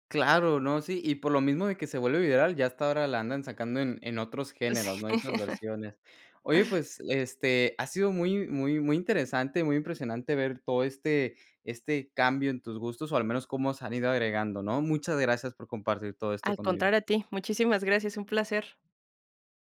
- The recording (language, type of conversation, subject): Spanish, podcast, ¿Cómo ha influido la tecnología en tus cambios musicales personales?
- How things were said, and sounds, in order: laughing while speaking: "Sí"; tapping